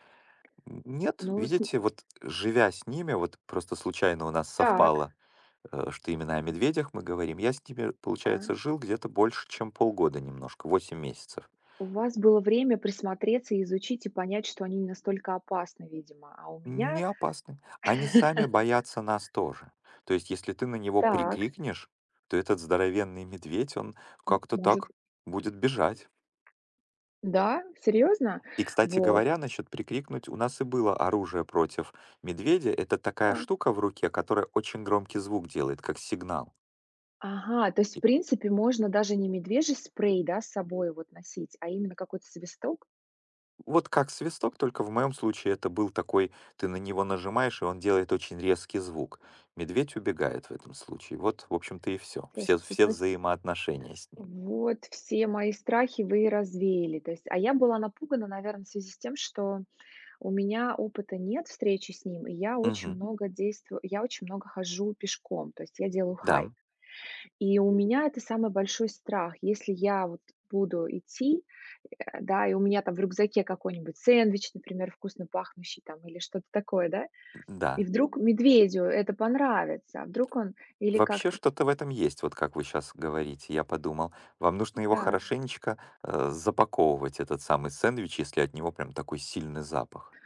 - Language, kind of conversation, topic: Russian, unstructured, Какие животные кажутся тебе самыми опасными и почему?
- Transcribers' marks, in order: tapping; other background noise; chuckle; in English: "хайк"